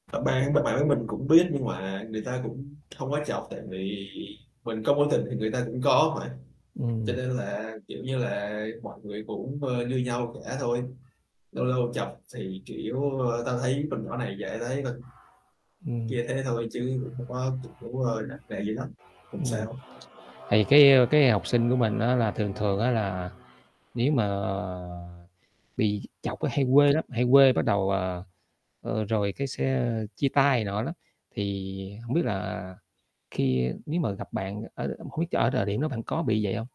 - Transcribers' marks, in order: static; unintelligible speech; other background noise; distorted speech; tapping; unintelligible speech
- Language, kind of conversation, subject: Vietnamese, podcast, Bạn có kỷ niệm nào thời đi học mà đến giờ vẫn nhớ mãi không?
- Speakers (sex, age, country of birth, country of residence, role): male, 20-24, Vietnam, Vietnam, guest; male, 40-44, Vietnam, Vietnam, host